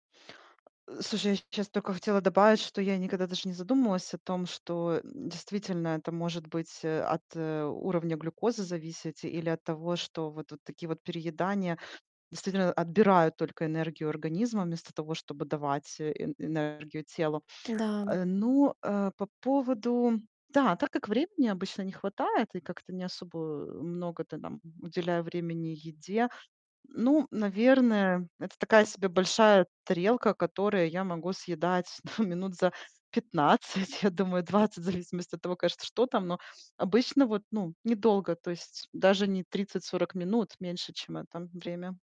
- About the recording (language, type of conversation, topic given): Russian, advice, Как настроить питание, чтобы лучше ориентироваться по самочувствию?
- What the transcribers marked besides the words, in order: distorted speech; laughing while speaking: "да"; laughing while speaking: "пятнадцать"